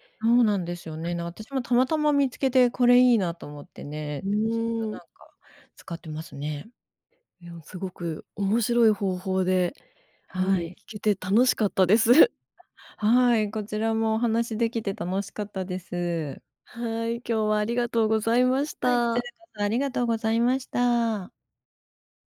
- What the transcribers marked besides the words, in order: laughing while speaking: "楽しかったです"
- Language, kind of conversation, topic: Japanese, podcast, 快適に眠るために普段どんなことをしていますか？